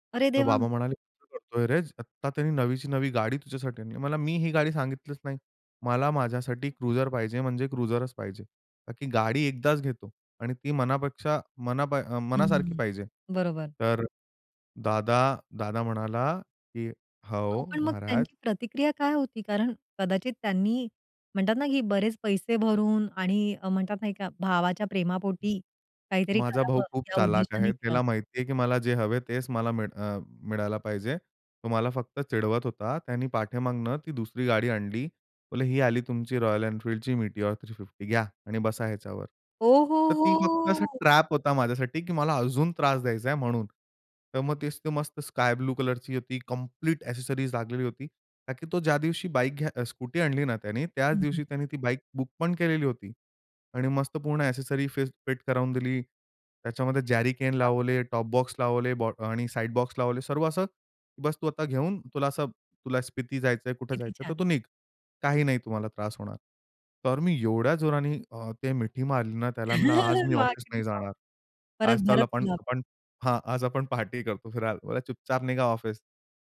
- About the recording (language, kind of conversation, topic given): Marathi, podcast, मतभेद असताना कुटुंबात निर्णयाबाबत सामंजस्य तुम्ही कसे साधता?
- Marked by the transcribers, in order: surprised: "अरे देवा!"; other background noise; in English: "ट्रॅप"; anticipating: "ओ, हो, हो!"; in English: "ॲक्सेसरीज"; in English: "ॲक्सेसरी"; in English: "जॅरीकेन"; in English: "टॉप"; chuckle